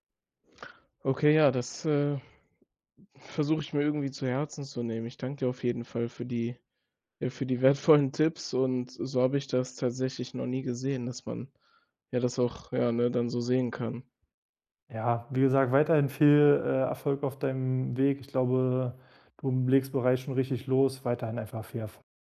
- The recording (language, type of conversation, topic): German, advice, Wie finde ich meinen Selbstwert unabhängig von Leistung, wenn ich mich stark über die Arbeit definiere?
- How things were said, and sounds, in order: none